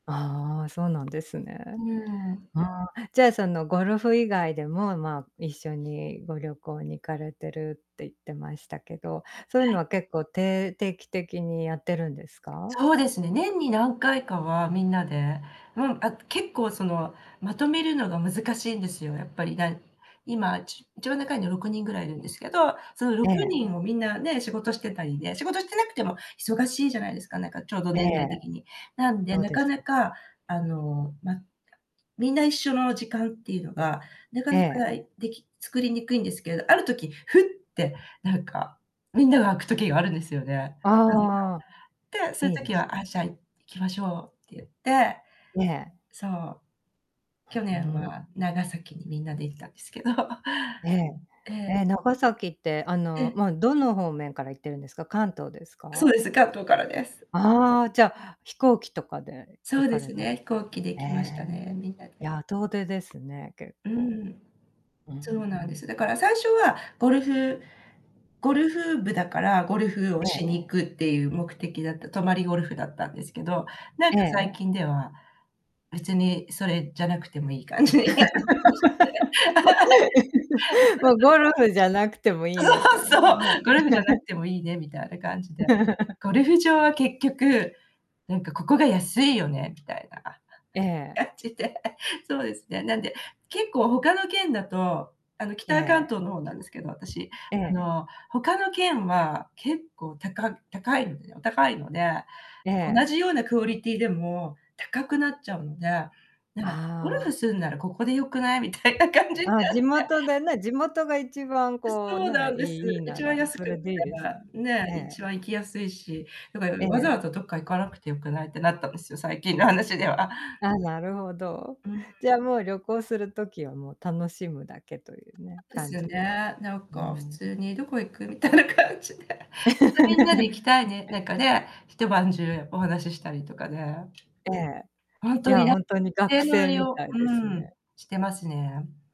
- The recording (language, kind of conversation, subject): Japanese, podcast, 趣味を通じて知り合った友達との出会いや思い出を聞かせてください？
- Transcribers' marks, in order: tapping; unintelligible speech; laughing while speaking: "ですけど"; laugh; laughing while speaking: "感じに"; unintelligible speech; laugh; laughing while speaking: "そう、そう！"; laugh; laughing while speaking: "感じで"; laughing while speaking: "みたいな感じになって"; unintelligible speech; other background noise; laughing while speaking: "最近の話では"; unintelligible speech; laugh; laughing while speaking: "みたいな感じで"; unintelligible speech